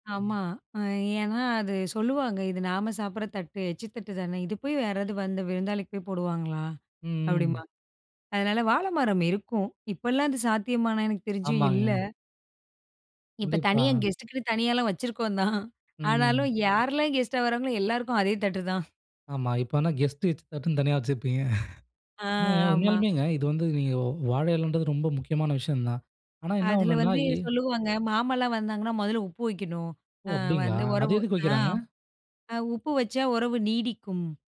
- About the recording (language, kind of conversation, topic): Tamil, podcast, உங்கள் வீட்டில் விருந்தினர்களை சிறப்பாக வரவேற்க நீங்கள் எப்படி ஏற்பாடு செய்கிறீர்கள்?
- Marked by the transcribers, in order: other noise; in English: "கெஸ்ட்டு"; chuckle